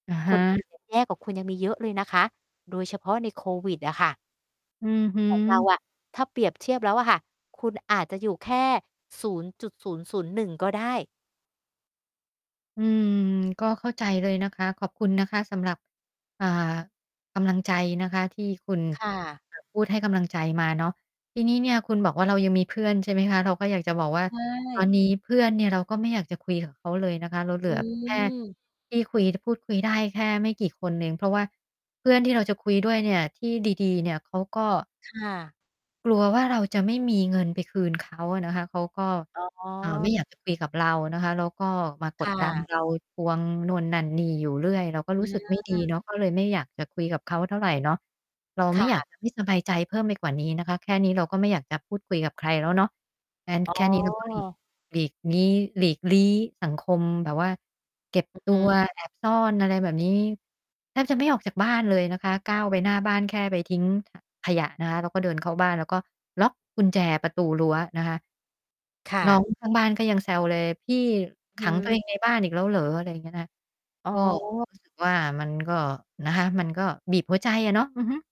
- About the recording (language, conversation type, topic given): Thai, advice, คุณหลีกเลี่ยงการเข้าสังคมเพราะกลัวถูกตัดสินหรือรู้สึกวิตกกังวลใช่ไหม?
- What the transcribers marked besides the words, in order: mechanical hum; distorted speech; other background noise; tapping; static